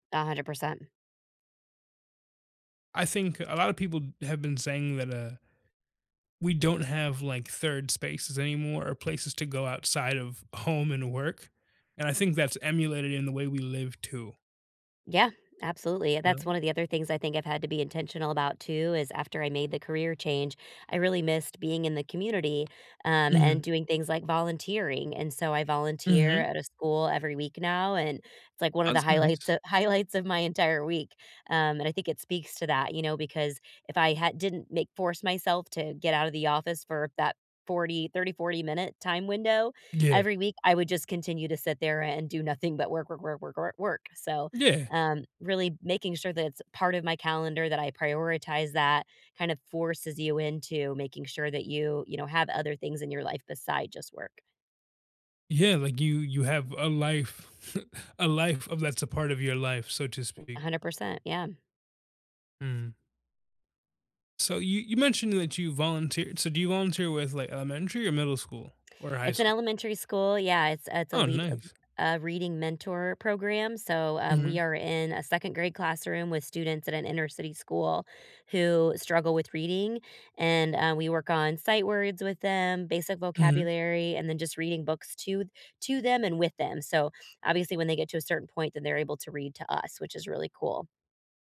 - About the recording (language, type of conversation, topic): English, unstructured, How can I balance work and personal life?
- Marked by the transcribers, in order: tapping; chuckle